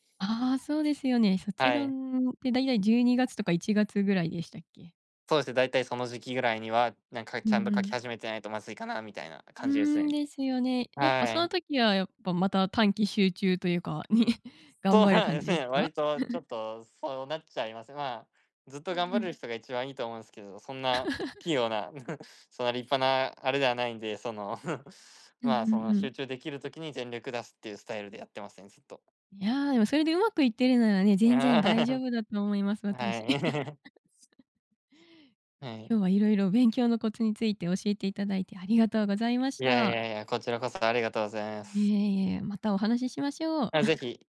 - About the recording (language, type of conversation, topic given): Japanese, podcast, 勉強のモチベーションをどうやって保っていますか？
- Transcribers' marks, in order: laughing while speaking: "ね"; laugh; laugh; laugh; chuckle; laugh; other background noise; chuckle